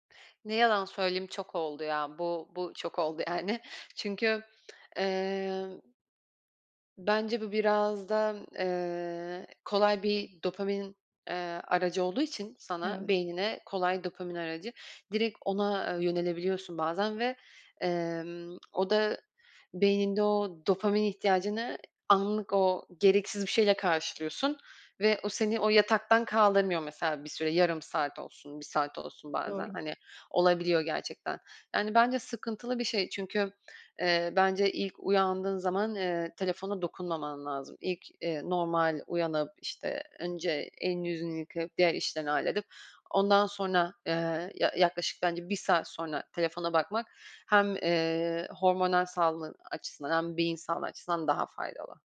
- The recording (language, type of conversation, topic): Turkish, podcast, Başkalarının ne düşündüğü özgüvenini nasıl etkiler?
- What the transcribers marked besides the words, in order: tapping